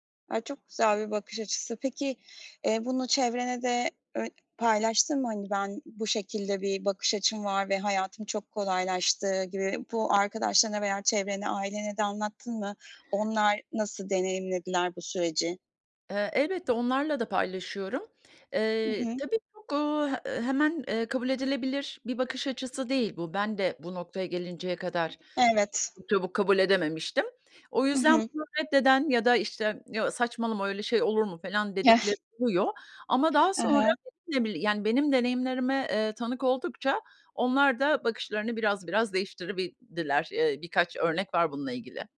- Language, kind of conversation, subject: Turkish, podcast, Hayatta öğrendiğin en önemli ders nedir?
- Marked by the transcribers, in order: tapping; unintelligible speech; other background noise; unintelligible speech